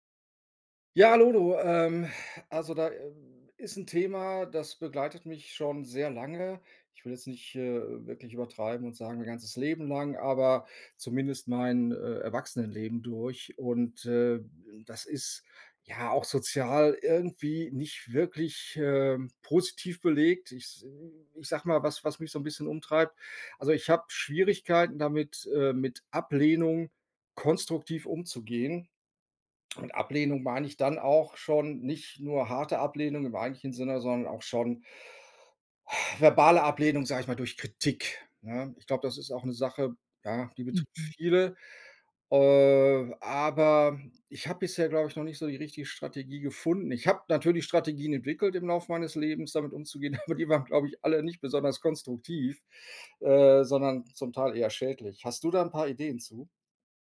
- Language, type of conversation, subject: German, advice, Wie kann ich konstruktiv mit Ablehnung und Zurückweisung umgehen?
- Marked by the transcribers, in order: sigh; chuckle